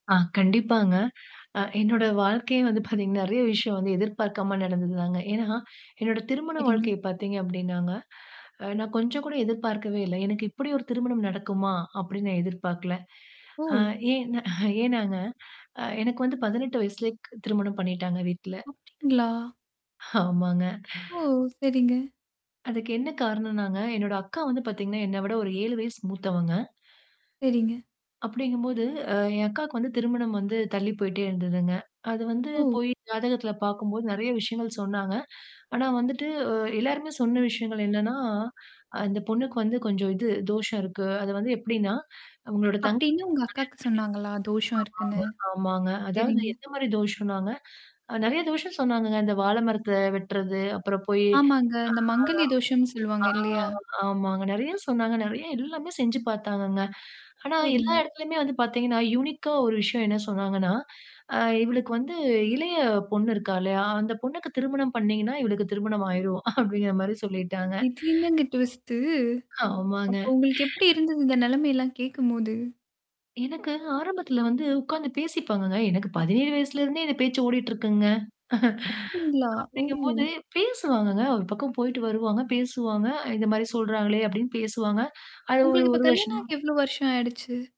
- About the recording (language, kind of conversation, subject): Tamil, podcast, எதிர்பாராத ஒரு சம்பவம் உங்கள் வாழ்க்கை பாதையை மாற்றியதா?
- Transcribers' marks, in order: static; chuckle; other background noise; chuckle; mechanical hum; distorted speech; laughing while speaking: "ஆமாங்க"; tapping; "மாங்கல்ய" said as "மங்களிய"; other noise; in English: "யூனிக்கா"; chuckle; in English: "ட்விஸ்டு?"; chuckle